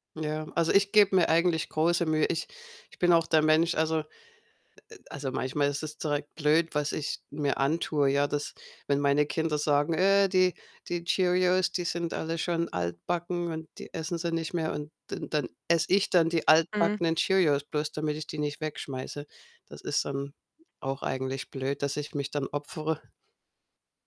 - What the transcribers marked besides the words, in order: other background noise
- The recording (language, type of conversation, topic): German, unstructured, Wie stehst du zur Lebensmittelverschwendung?